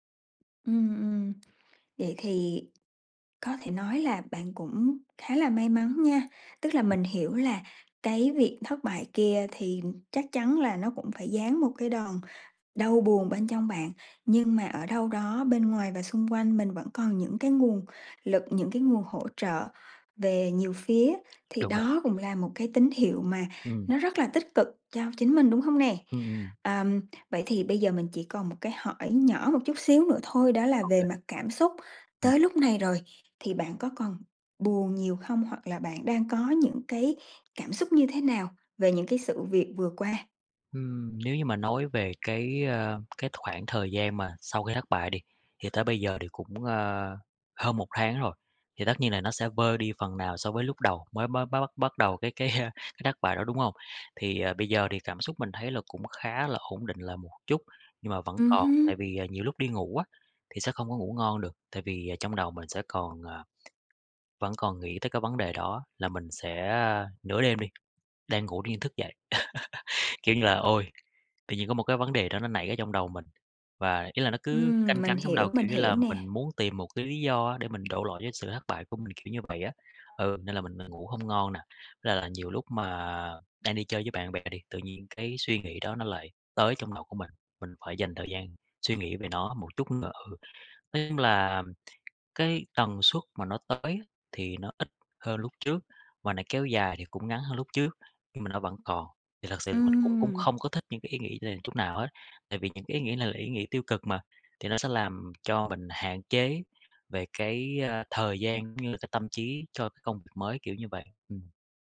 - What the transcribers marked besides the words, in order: tapping; laughing while speaking: "ơ"; other background noise; laugh
- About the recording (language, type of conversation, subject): Vietnamese, advice, Làm thế nào để lấy lại động lực sau khi dự án trước thất bại?